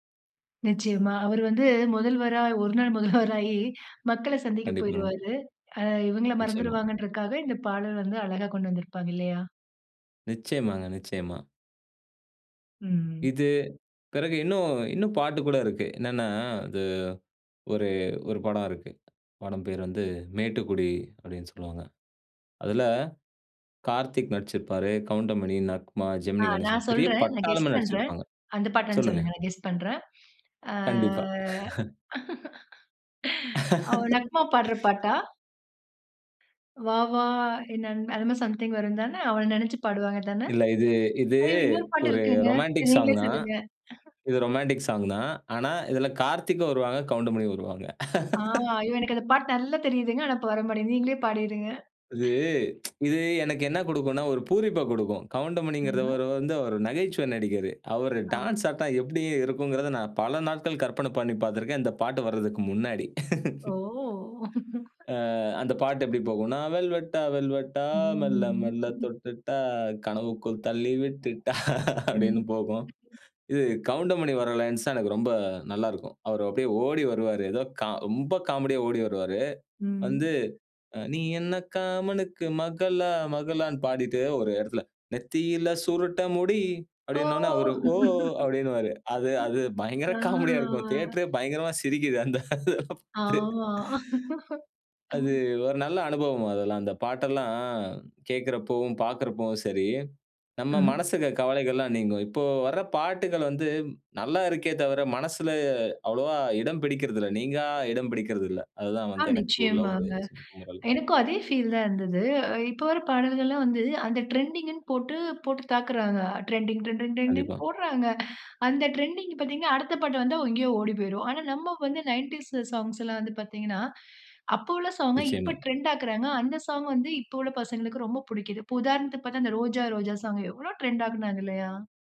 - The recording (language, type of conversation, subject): Tamil, podcast, உங்கள் சுயத்தைச் சொல்லும் பாடல் எது?
- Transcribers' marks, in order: laughing while speaking: "முதல்வராயி"; other background noise; laugh; drawn out: "ஆ"; laugh; other noise; singing: "வா வா என் அன்பே!"; in English: "ரொமான்டிக் சாங்"; in English: "ரொமான்டிக் சாங்"; chuckle; laugh; tsk; "அவரு" said as "டான்ஸ்தான்"; chuckle; laugh; singing: "வெல்வெட்டா, வெல்வெடா, மெல்ல மெல்லத் தொட்டுட்டா, கனவுக்குள் தள்ளி விட்டுட்டா"; chuckle; laugh; chuckle; singing: "நீ என்ன காமனுக்கு மகளா?"; singing: "நெத்தியில சுருட்ட முடி"; drawn out: "ஓ!"; put-on voice: "ஓ"; chuckle; laughing while speaking: "பயங்கர காமெடியா இருக்கும்"; drawn out: "ஆ"; laughing while speaking: "அந்த இத பாத்து"; drawn out: "ஆமா"; chuckle; "மனசுல இருக்க" said as "மனசுக்க"; unintelligible speech; surprised: "ரோஜா, ரோஜா சாங் எவ்ளோ ட்ரெண்ட் ஆக்குனாங்க. இல்லயா!"